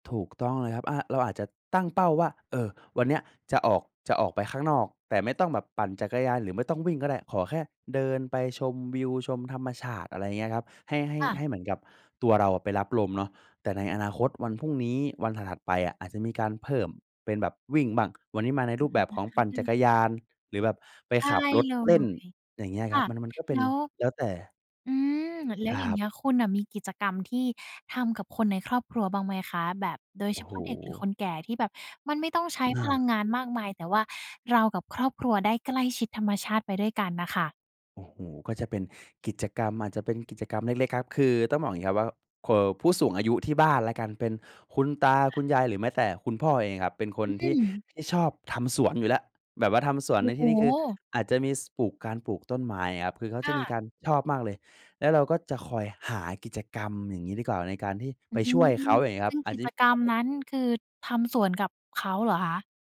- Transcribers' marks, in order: other background noise; tapping
- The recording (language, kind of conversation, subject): Thai, podcast, มีวิธีง่ายๆ อะไรบ้างที่ช่วยให้เราใกล้ชิดกับธรรมชาติมากขึ้น?